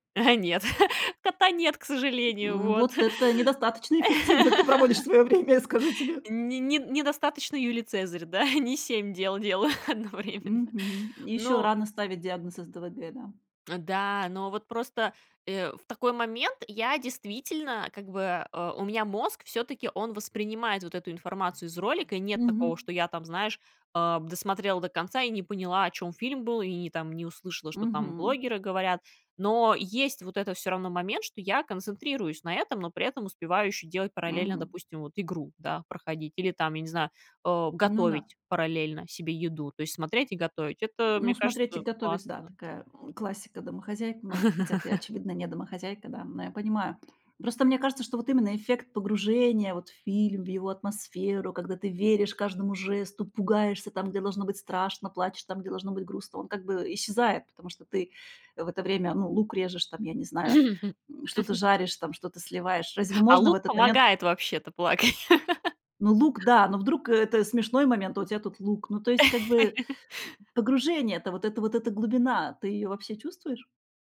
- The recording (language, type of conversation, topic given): Russian, podcast, Почему ты стал выбирать короткие видео вместо фильмов?
- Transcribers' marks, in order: chuckle; tapping; inhale; laugh; chuckle; laughing while speaking: "делаю одновременно"; other background noise; laugh; laugh; laugh